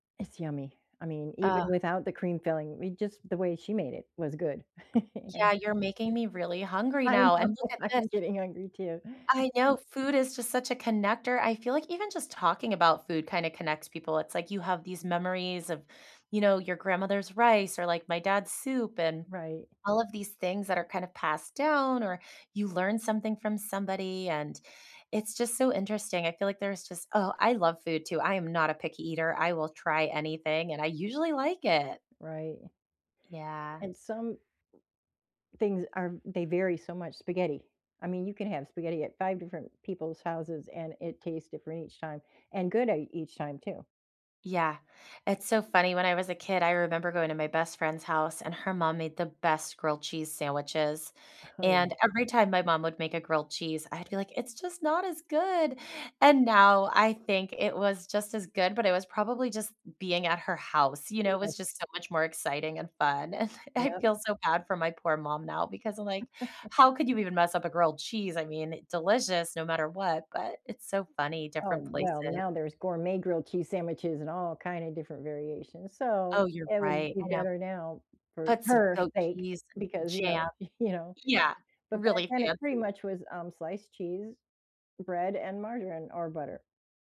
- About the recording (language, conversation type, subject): English, unstructured, How do you think food connects people?
- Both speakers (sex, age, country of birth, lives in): female, 35-39, United States, United States; female, 60-64, United States, United States
- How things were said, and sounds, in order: background speech; other background noise; chuckle; laughing while speaking: "know"; unintelligible speech; unintelligible speech; tapping; chuckle; laugh; stressed: "her"; laughing while speaking: "you know?"